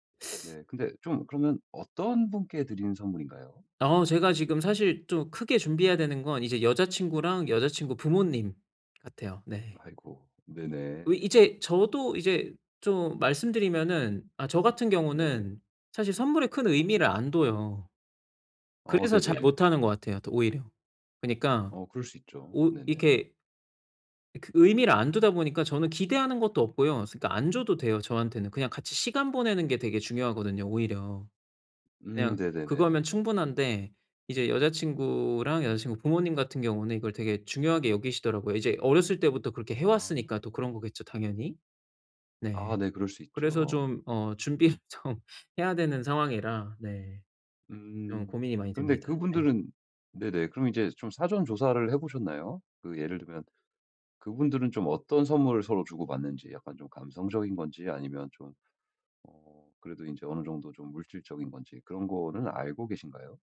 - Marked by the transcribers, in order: tapping; laughing while speaking: "준비를 좀"
- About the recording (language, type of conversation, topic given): Korean, advice, 누군가에게 줄 선물을 고를 때 무엇을 먼저 고려해야 하나요?